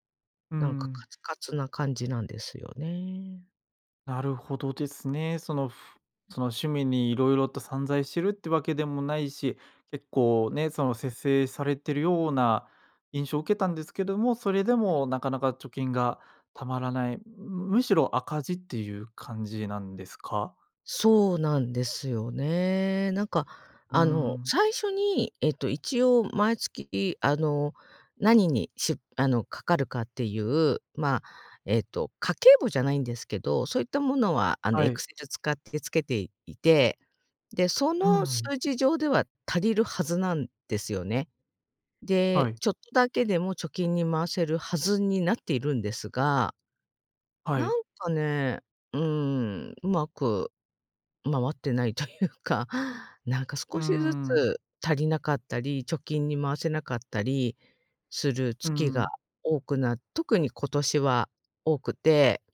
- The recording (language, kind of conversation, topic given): Japanese, advice, 毎月赤字で貯金が増えないのですが、どうすれば改善できますか？
- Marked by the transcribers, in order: unintelligible speech; laughing while speaking: "というか"